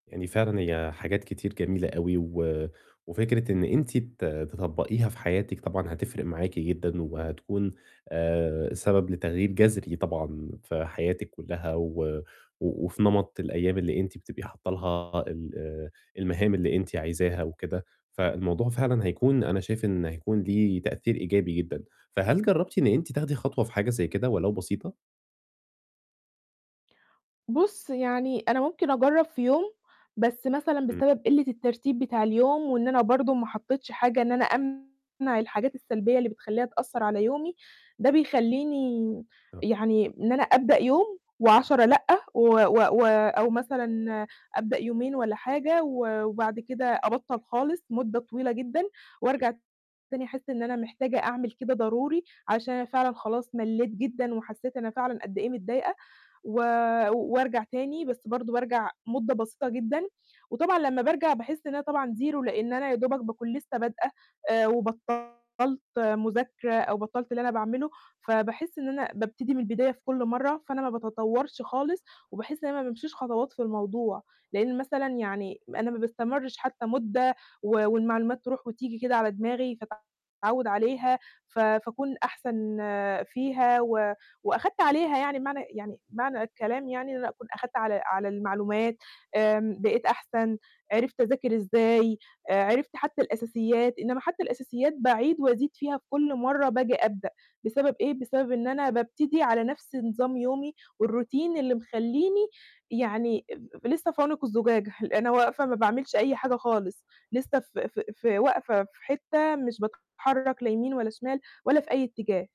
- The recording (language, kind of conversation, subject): Arabic, advice, إزاي أفكر في عواقب اختياراتي على المدى البعيد؟
- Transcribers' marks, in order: distorted speech; other noise; in English: "zero"; in English: "والروتين"